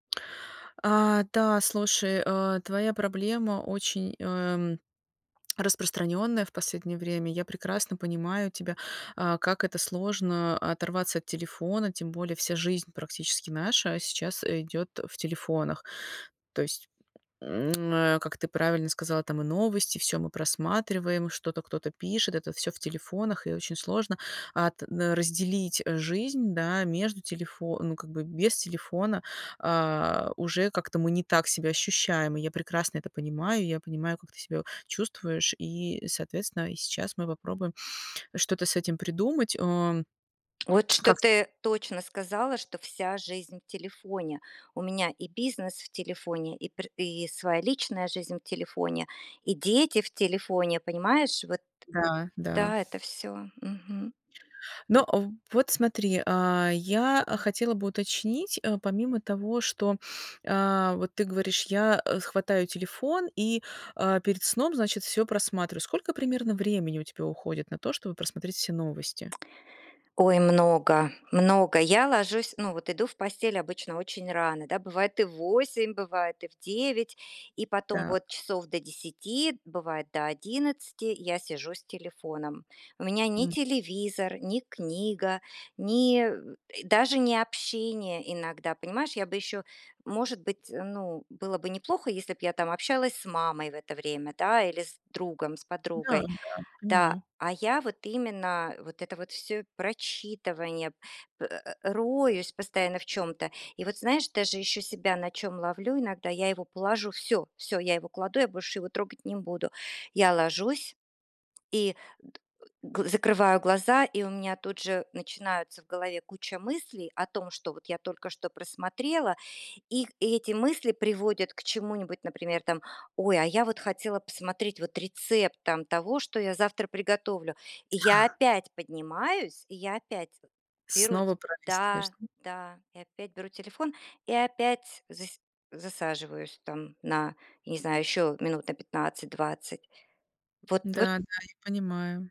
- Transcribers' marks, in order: tsk; tsk; grunt; chuckle
- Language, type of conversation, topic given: Russian, advice, Как сократить экранное время перед сном, чтобы быстрее засыпать и лучше высыпаться?
- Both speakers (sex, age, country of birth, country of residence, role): female, 40-44, Russia, Portugal, advisor; female, 50-54, Russia, United States, user